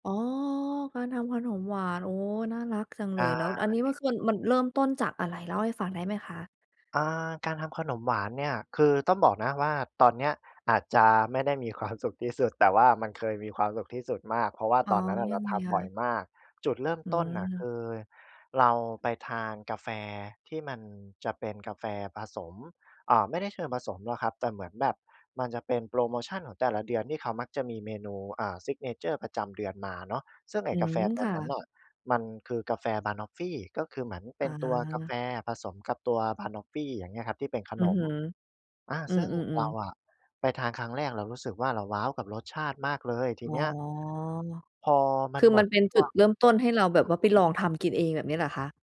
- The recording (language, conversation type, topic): Thai, podcast, งานอดิเรกอะไรที่ทำให้คุณมีความสุขที่สุด?
- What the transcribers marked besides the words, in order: drawn out: "อ๋อ"; tapping; laughing while speaking: "ความ"; other noise; drawn out: "อ๋อ"